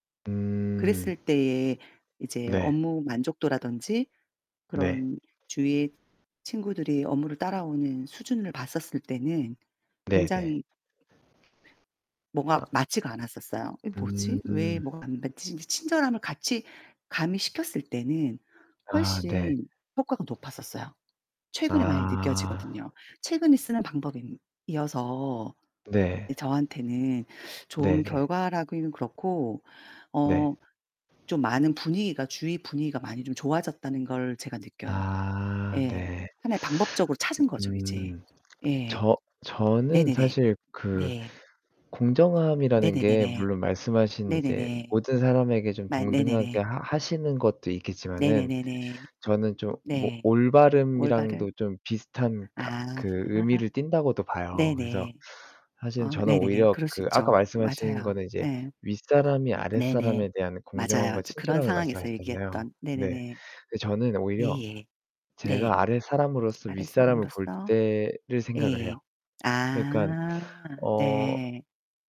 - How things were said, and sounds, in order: distorted speech; other background noise
- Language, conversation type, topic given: Korean, unstructured, 공정함과 친절함 사이에서 어떻게 균형을 잡으시나요?